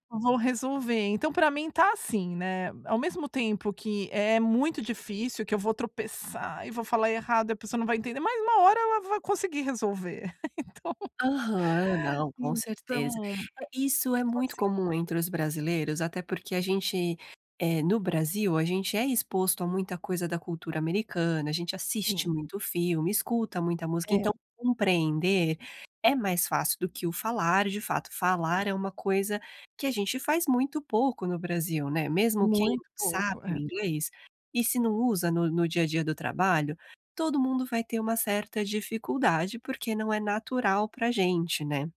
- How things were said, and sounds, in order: laugh; laughing while speaking: "Então"; laugh
- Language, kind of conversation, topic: Portuguese, advice, Como posso vencer a procrastinação com passos bem simples?